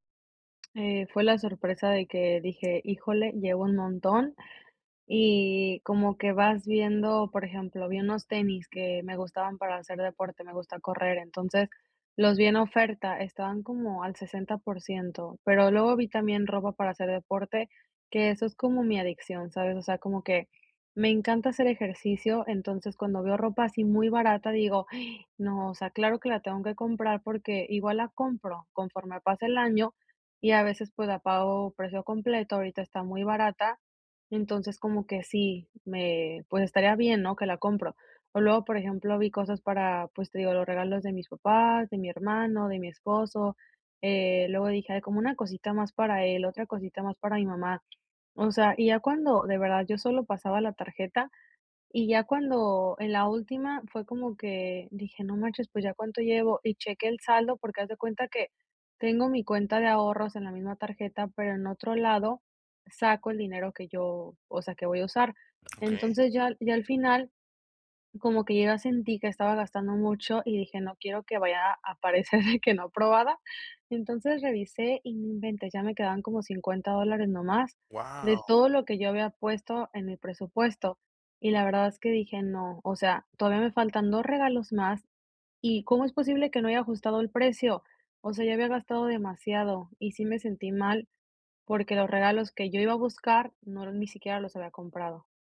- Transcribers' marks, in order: tapping; gasp; laughing while speaking: "aparecer"
- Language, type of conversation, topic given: Spanish, advice, ¿Cómo puedo comprar sin caer en compras impulsivas?